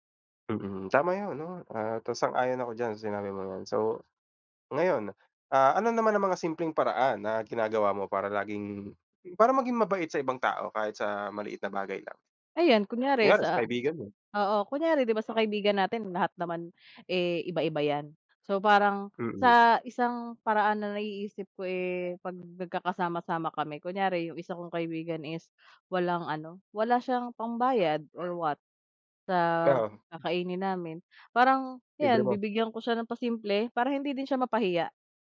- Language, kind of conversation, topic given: Filipino, unstructured, Paano mo ipinapakita ang kabutihan sa araw-araw?
- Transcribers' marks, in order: horn; dog barking; in English: "or what"